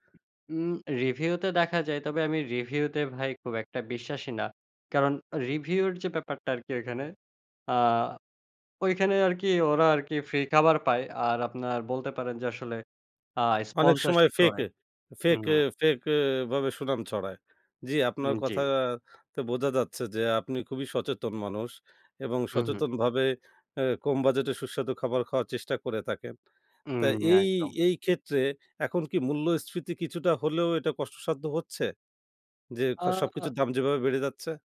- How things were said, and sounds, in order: other background noise
- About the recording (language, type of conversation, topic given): Bengali, podcast, কম বাজেটে সুস্বাদু খাবার বানানোর কৌশল কী?